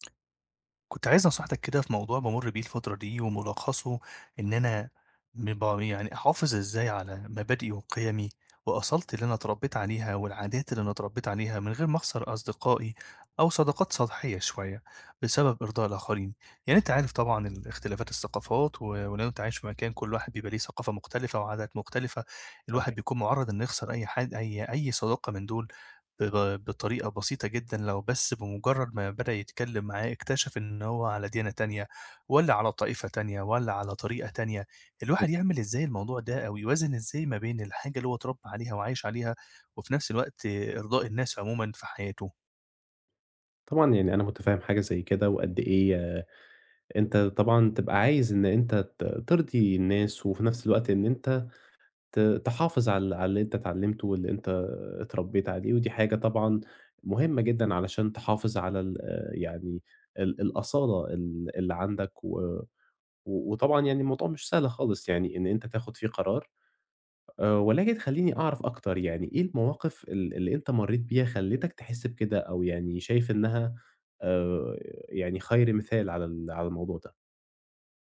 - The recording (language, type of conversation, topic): Arabic, advice, إزاي أقدر أحافظ على شخصيتي وأصالتي من غير ما أخسر صحابي وأنا بحاول أرضي الناس؟
- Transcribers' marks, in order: tapping; unintelligible speech; unintelligible speech